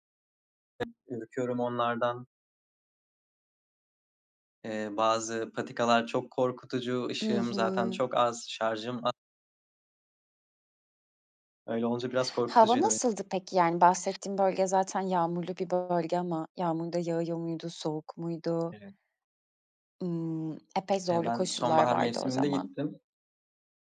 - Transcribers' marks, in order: unintelligible speech; other noise
- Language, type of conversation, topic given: Turkish, podcast, Bisiklet sürmeyi nasıl öğrendin, hatırlıyor musun?